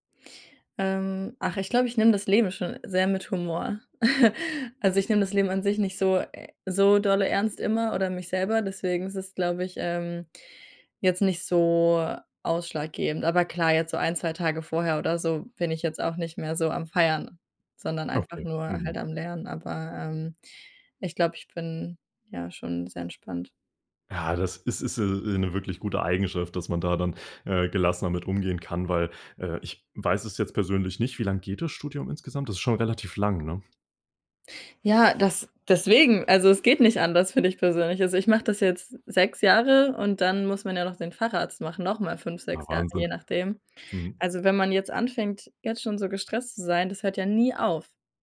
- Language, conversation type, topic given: German, podcast, Wie bleibst du langfristig beim Lernen motiviert?
- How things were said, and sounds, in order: chuckle; stressed: "nie"